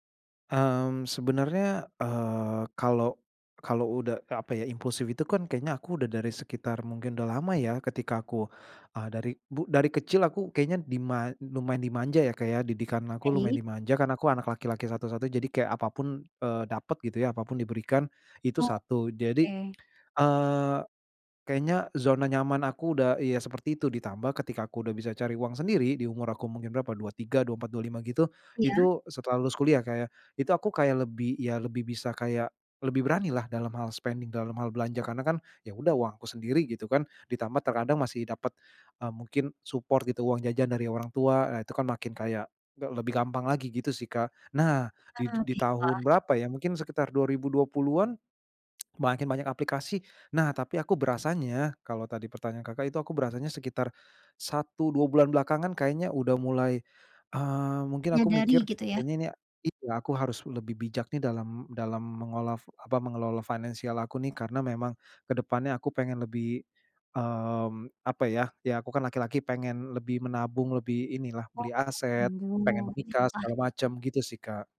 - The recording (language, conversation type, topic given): Indonesian, advice, Bagaimana banyaknya aplikasi atau situs belanja memengaruhi kebiasaan belanja dan pengeluaran saya?
- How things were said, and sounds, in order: other background noise; in English: "spending"; in English: "support"; tapping; tsk